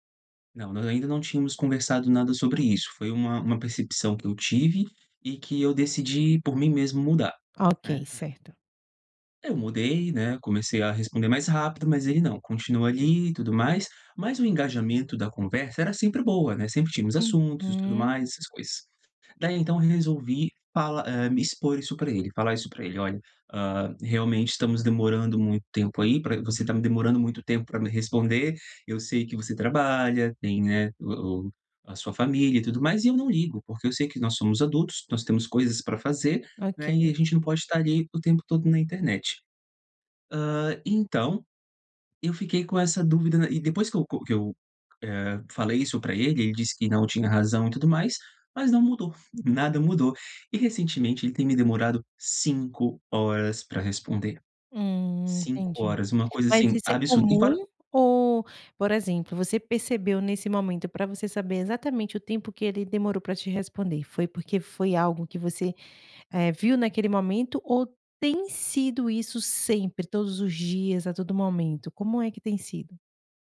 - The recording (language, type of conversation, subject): Portuguese, advice, Como você descreveria seu relacionamento à distância?
- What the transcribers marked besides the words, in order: none